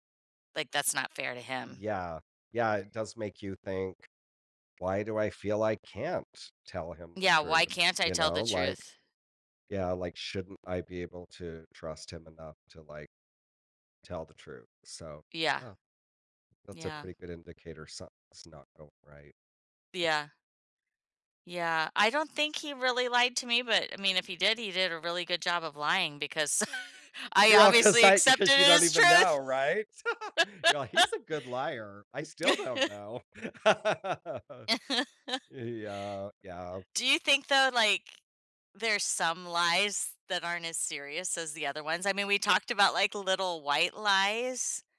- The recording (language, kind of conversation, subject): English, unstructured, What should you do if your partner lies to you?
- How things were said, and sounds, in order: tapping; other background noise; chuckle; laugh; put-on voice: "He's a good liar. I still don't know"; laugh; chuckle; laugh